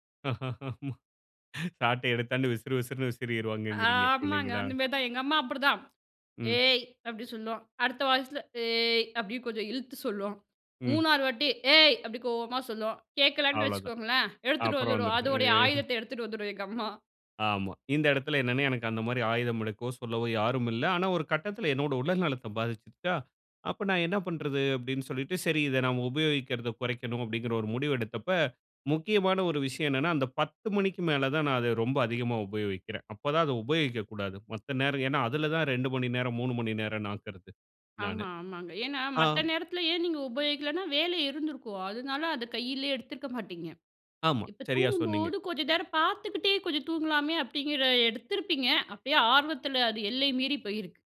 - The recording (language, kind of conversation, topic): Tamil, podcast, திரை நேரத்தைக் குறைக்க நீங்கள் என்ன செய்கிறீர்கள்?
- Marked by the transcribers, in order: laughing while speaking: "சாட்டை எடுத்தாந்து விசிறு, விசிறுனு விசிறிடுவாங்கங்றீங்க. இல்லைங்களா?"; drawn out: "ஏய்"